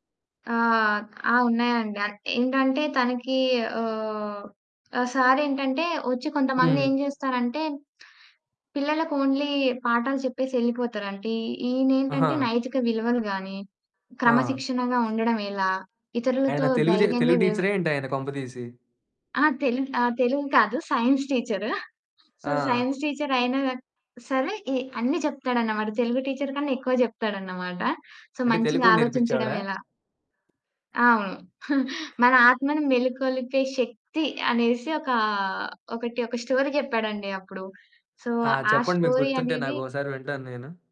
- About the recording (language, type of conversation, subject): Telugu, podcast, మీకు ప్రేరణనిచ్చే వ్యక్తి ఎవరు, ఎందుకు?
- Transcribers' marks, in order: lip smack; in English: "ఓన్లీ"; static; in English: "సైన్స్"; in English: "సో, సైన్స్"; in English: "సో"; giggle; in English: "స్టోరీ"; in English: "సో"; in English: "స్టోరీ"